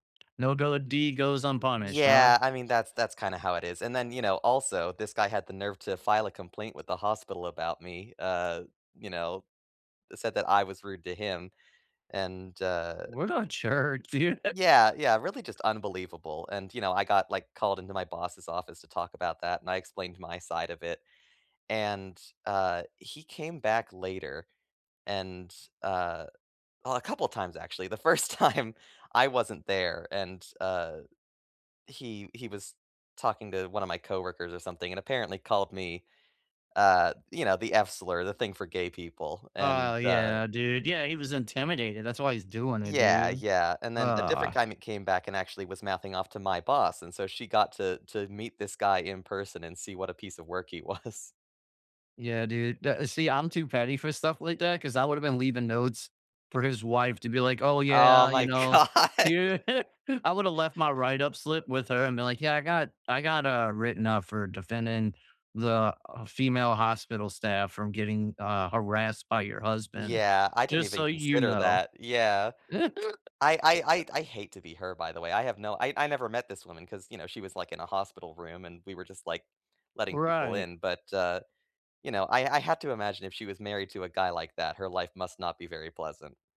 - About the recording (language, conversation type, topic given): English, unstructured, How can I stand up for what I believe without alienating others?
- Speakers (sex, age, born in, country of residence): male, 30-34, United States, United States; male, 35-39, United States, United States
- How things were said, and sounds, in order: tapping; laughing while speaking: "jerk, dude"; chuckle; laughing while speaking: "the first time"; groan; laughing while speaking: "was"; laughing while speaking: "god"; chuckle; laugh; chuckle